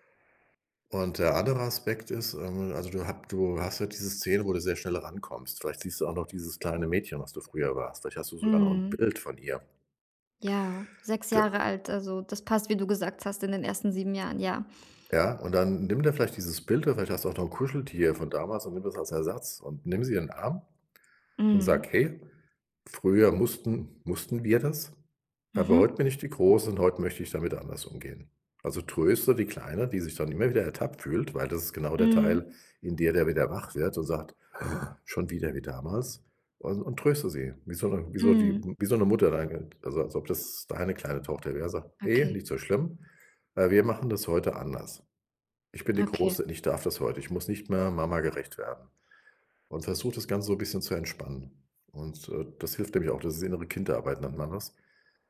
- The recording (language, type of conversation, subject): German, advice, Wie kann ich nach einem Fehler freundlicher mit mir selbst umgehen?
- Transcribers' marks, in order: none